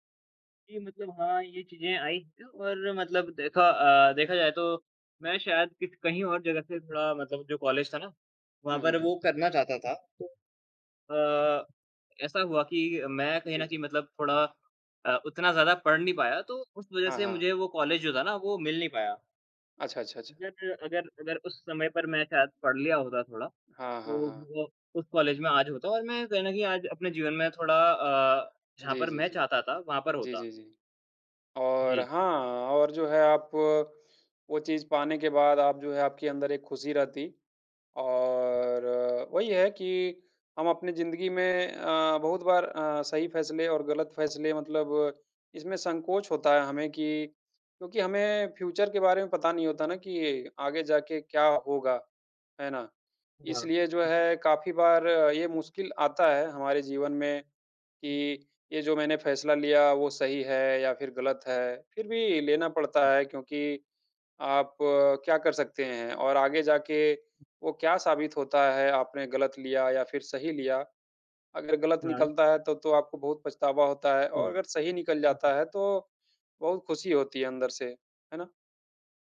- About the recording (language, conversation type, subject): Hindi, unstructured, आपके लिए सही और गलत का निर्णय कैसे होता है?
- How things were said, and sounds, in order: other background noise; tapping; in English: "फ्यूचर"; other noise; unintelligible speech